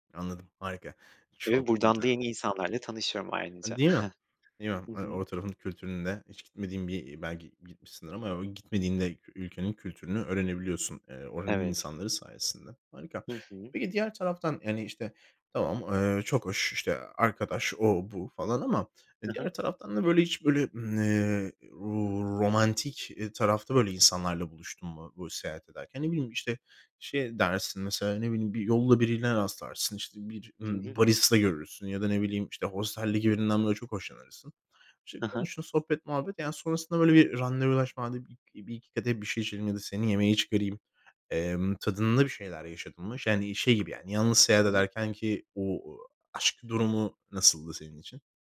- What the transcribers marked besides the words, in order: chuckle
- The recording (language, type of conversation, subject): Turkish, podcast, Yalnız seyahat ederken yeni insanlarla nasıl tanışılır?